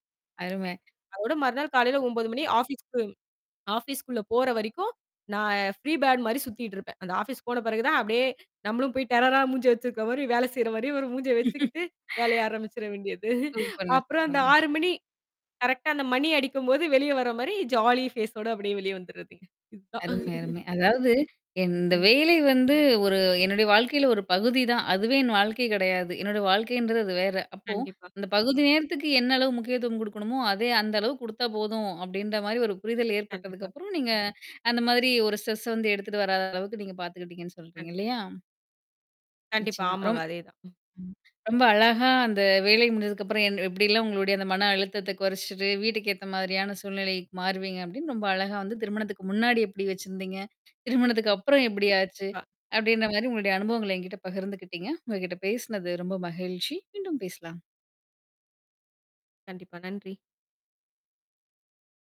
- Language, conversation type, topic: Tamil, podcast, வேலை முடிந்த பிறகு வீட்டுக்கு வந்ததும் மனநிலையை வீட்டுக்கேற்ப எப்படி மாற்றிக்கொள்கிறீர்கள்?
- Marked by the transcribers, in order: tapping; in English: "ஃப்ரீ பேட்"; in English: "டெரரா"; chuckle; laughing while speaking: "வேண்டியது"; in English: "ஜாலி ஃபேஸோட"; chuckle; unintelligible speech; in English: "ஸ்ட்ரெஸ்ஸ"; distorted speech; laughing while speaking: "திருமணத்துக்கு"